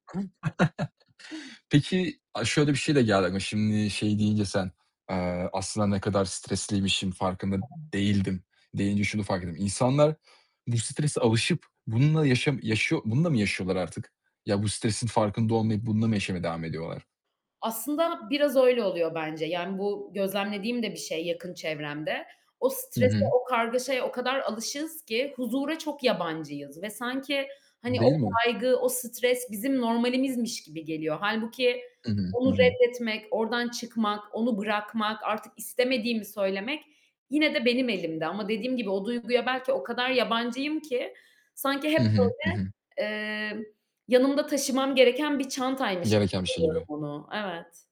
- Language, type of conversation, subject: Turkish, podcast, Stresle başa çıkmak için hangi yöntemleri kullanıyorsun, örnek verebilir misin?
- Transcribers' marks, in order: static; unintelligible speech; laugh; unintelligible speech; other background noise; distorted speech